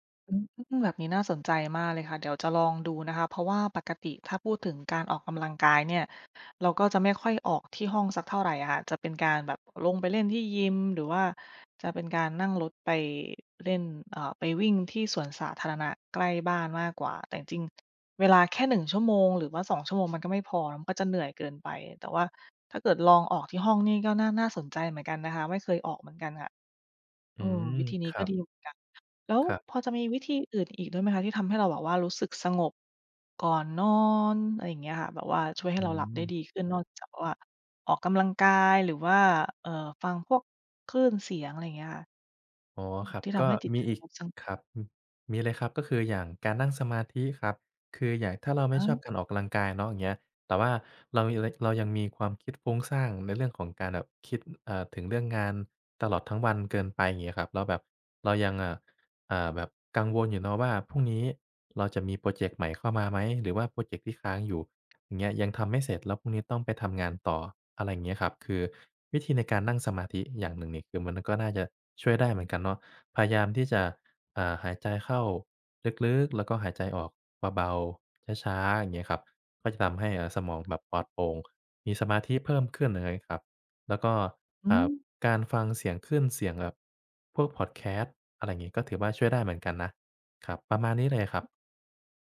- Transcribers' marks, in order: none
- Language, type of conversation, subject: Thai, advice, นอนไม่หลับเพราะคิดเรื่องงานจนเหนื่อยล้าทั้งวัน